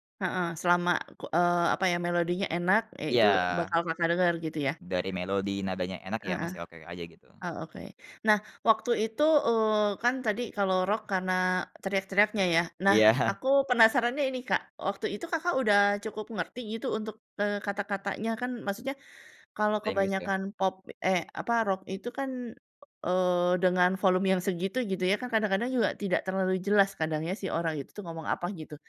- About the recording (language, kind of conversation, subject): Indonesian, podcast, Ada lagu yang selalu bikin kamu nostalgia? Kenapa ya?
- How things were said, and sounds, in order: laughing while speaking: "Iya"